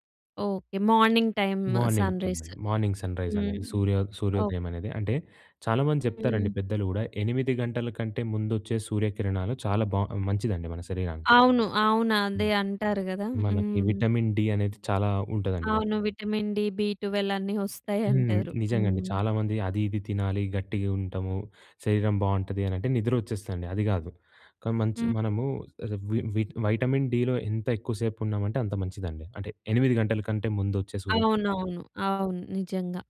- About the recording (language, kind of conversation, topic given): Telugu, podcast, రోజంతా శక్తిని నిలుపుకోవడానికి మీరు ఏ అలవాట్లు పాటిస్తారు?
- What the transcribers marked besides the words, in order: in English: "మార్నింగ్ టైం సన్‌రైజ్"; in English: "మార్నింగ్"; in English: "మార్నింగ్ సన్‌రైజ్"; in English: "విటమిన్ డి"; in English: "విటమిన్ డి, బి ట్వెల్వ్"; other background noise; in English: "వైటమిన్ డి‌లో"